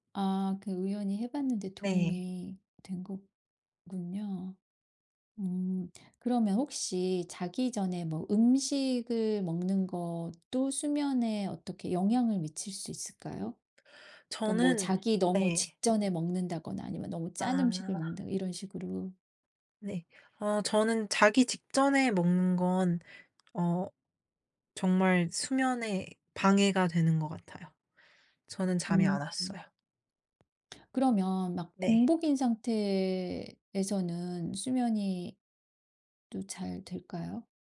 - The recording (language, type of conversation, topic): Korean, podcast, 잠을 잘 자려면 어떤 수면 루틴을 추천하시나요?
- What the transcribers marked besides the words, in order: other background noise